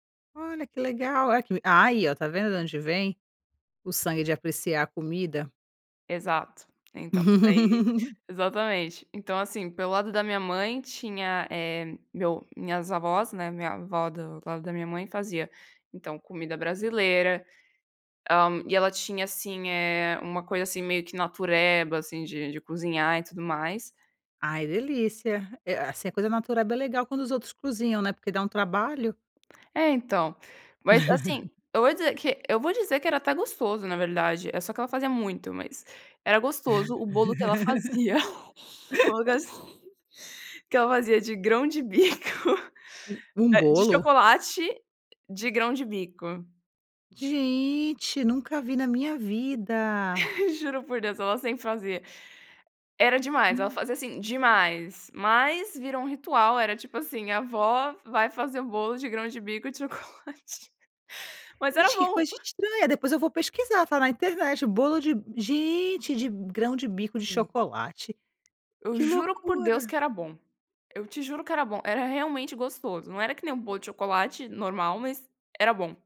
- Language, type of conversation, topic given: Portuguese, podcast, Tem alguma receita de família que virou ritual?
- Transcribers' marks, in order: chuckle; chuckle; laugh; chuckle; laughing while speaking: "algo assim"; laughing while speaking: "grão-de-bico"; joyful: "Juro por Deus, ela sempre fazia"; laughing while speaking: "chocolate"; chuckle